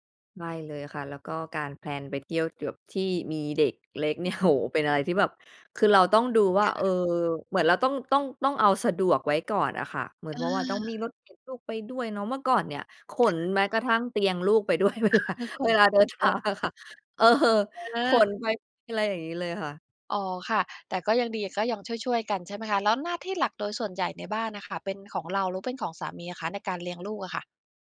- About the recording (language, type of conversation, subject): Thai, advice, ความสัมพันธ์ของคุณเปลี่ยนไปอย่างไรหลังจากมีลูก?
- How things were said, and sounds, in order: unintelligible speech; laughing while speaking: "เวลา"; laughing while speaking: "เดินทางอะค่ะ เออ"; other background noise